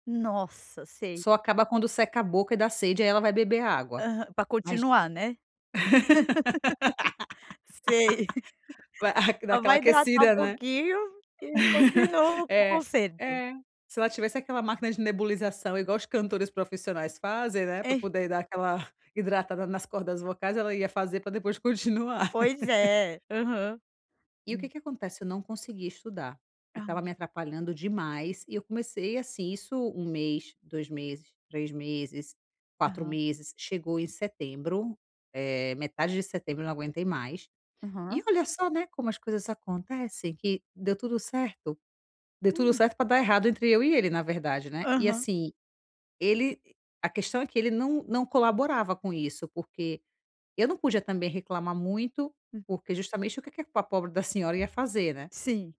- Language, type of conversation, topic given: Portuguese, advice, Como posso deixar minha casa mais relaxante para descansar?
- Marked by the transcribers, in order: laugh; laugh